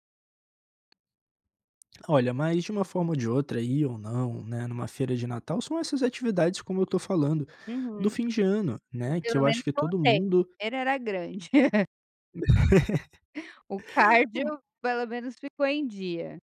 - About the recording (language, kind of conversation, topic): Portuguese, advice, Como você deixou de seguir hábitos alimentares saudáveis por desânimo?
- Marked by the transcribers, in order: tapping; laugh